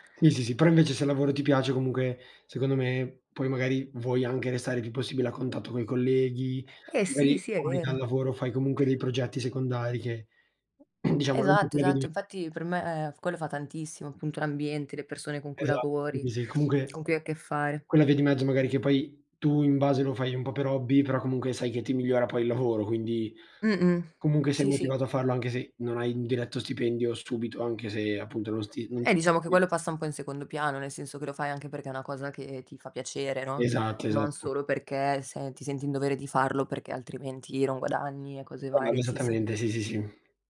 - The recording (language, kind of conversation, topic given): Italian, unstructured, Qual è la cosa che ti rende più felice nel tuo lavoro?
- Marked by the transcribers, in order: other background noise; throat clearing; unintelligible speech; unintelligible speech; unintelligible speech